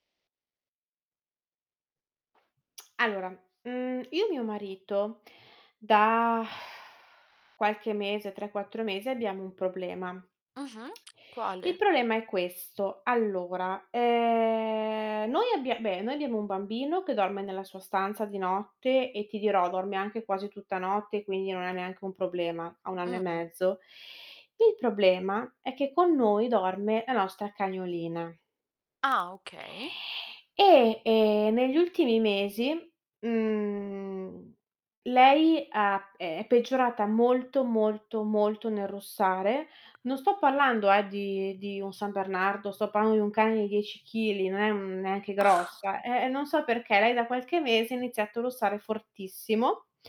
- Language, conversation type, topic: Italian, advice, Come gestite i conflitti di coppia dovuti al russare o ad orari di sonno diversi?
- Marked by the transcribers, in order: other background noise; sigh; static; tapping; tongue click; drawn out: "ehm"; distorted speech; drawn out: "mhmm"; chuckle